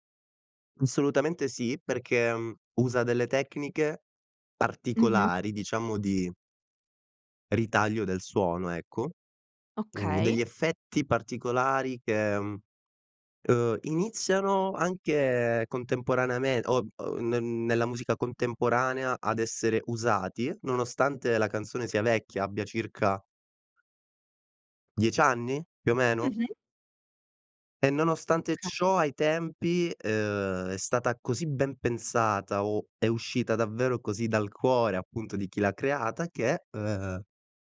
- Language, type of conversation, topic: Italian, podcast, Qual è la canzone che ti ha cambiato la vita?
- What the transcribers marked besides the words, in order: other background noise; "Okay" said as "kay"